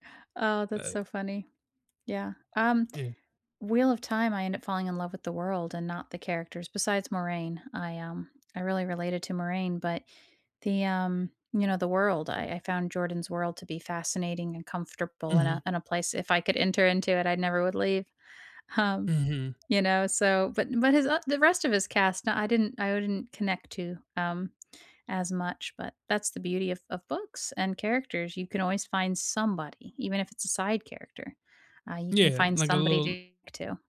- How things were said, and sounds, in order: none
- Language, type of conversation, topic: English, unstructured, How can I stop being scared to say 'I need support'?